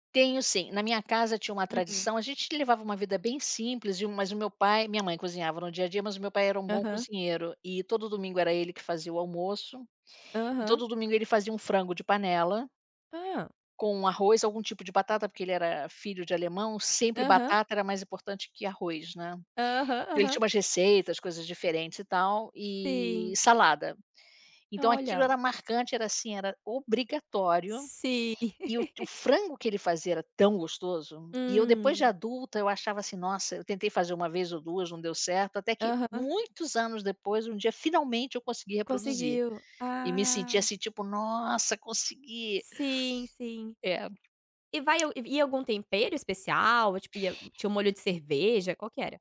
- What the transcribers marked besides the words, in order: giggle; tapping
- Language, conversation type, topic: Portuguese, unstructured, Qual comida faz você se sentir mais confortável?